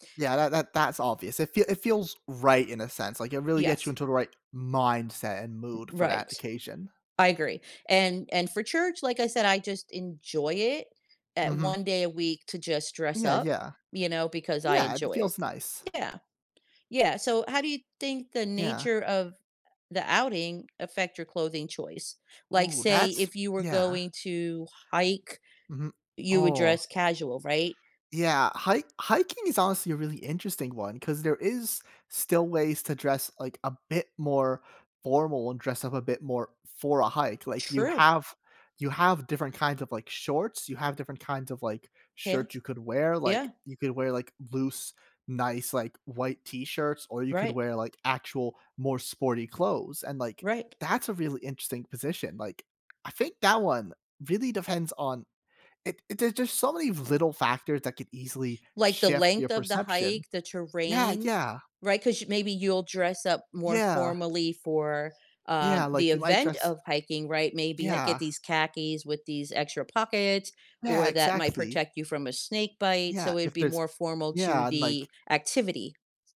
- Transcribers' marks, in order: stressed: "mindset"; other background noise; "depends" said as "defends"; tapping
- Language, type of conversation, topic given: English, unstructured, What factors influence your decision to dress casually or formally for an event?
- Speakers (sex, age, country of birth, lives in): female, 60-64, United States, United States; male, 25-29, United States, United States